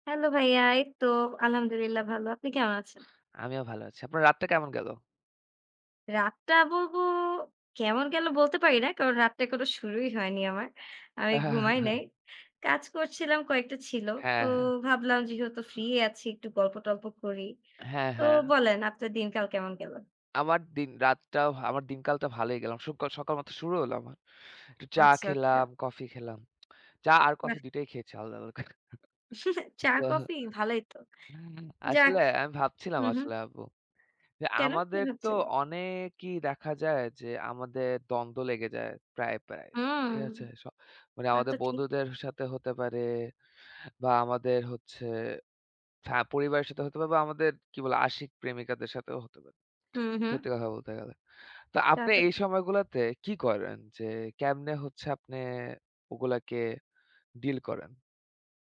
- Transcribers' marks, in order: lip smack; chuckle
- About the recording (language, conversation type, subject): Bengali, unstructured, আপনার মতে বিরোধ মেটানোর সবচেয়ে ভালো উপায় কী?